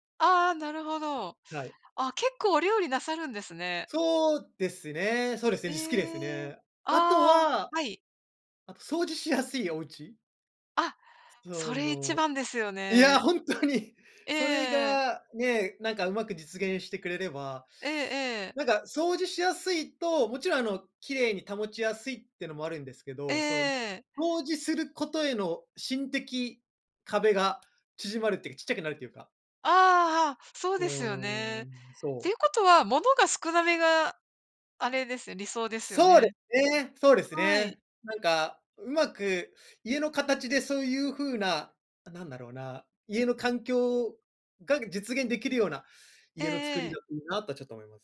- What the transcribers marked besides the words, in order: laughing while speaking: "掃除しやすいお家？"
- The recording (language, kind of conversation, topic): Japanese, unstructured, あなたの理想的な住まいの環境はどんな感じですか？